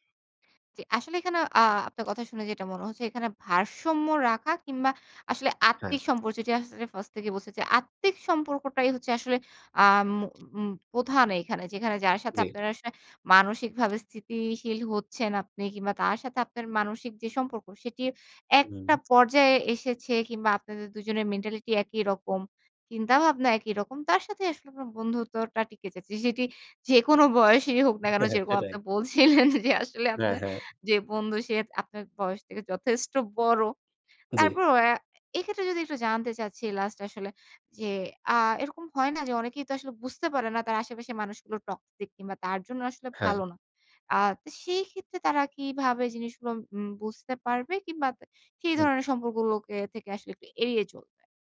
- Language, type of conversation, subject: Bengali, podcast, পুরনো ও নতুন বন্ধুত্বের মধ্যে ভারসাম্য রাখার উপায়
- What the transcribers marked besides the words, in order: "ভারসাম্য" said as "ভারসম্য"; "সম্পর্ক" said as "সম্পর"; "প্রধান" said as "পোধান"; laughing while speaking: "যেকোনো বয়সেরই হোক না কেন … থেকে যথেষ্ট বড়"; chuckle; "সে" said as "সেত"; in English: "toxic"; "সম্পর্কগুলোকে" said as "সম্পরগুলোকে"